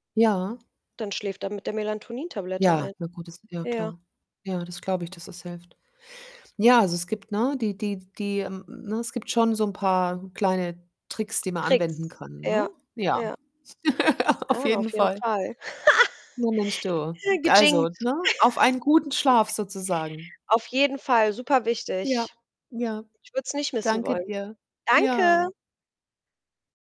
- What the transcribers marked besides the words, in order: tapping; "Melatonin-" said as "Melantonin"; other background noise; laugh; static; laugh; unintelligible speech; laugh
- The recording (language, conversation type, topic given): German, unstructured, Was ist dein Geheimnis für einen erholsamen Schlaf?